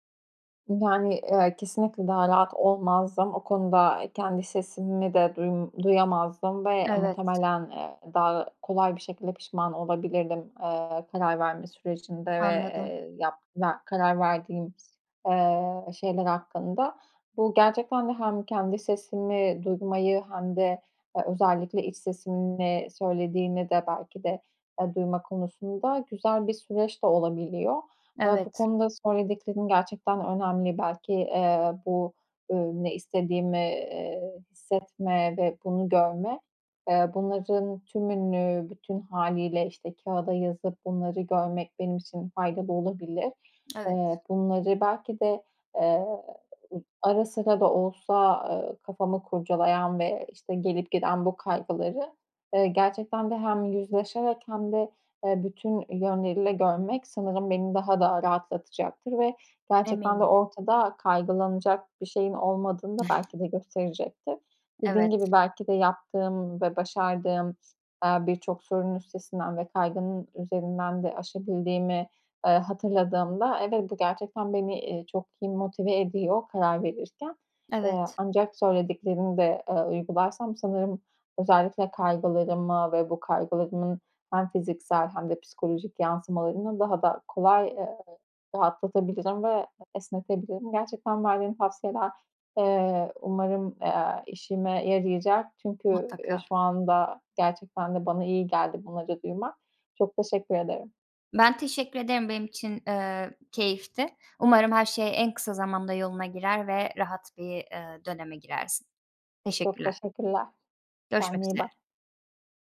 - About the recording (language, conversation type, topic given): Turkish, advice, Önemli bir karar verirken aşırı kaygı ve kararsızlık yaşadığında bununla nasıl başa çıkabilirsin?
- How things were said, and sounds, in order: other noise; tapping; other background noise